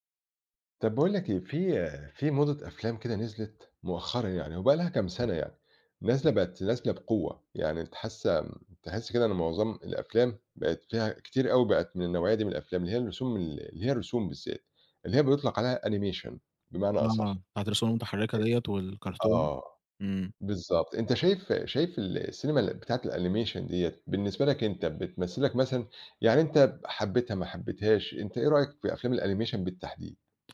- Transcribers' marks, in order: in English: "animation"; in English: "الanimation"; in English: "الanimation"
- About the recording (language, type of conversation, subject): Arabic, podcast, إزاي بتختاروا فيلم للعيلة لما الأذواق بتبقى مختلفة؟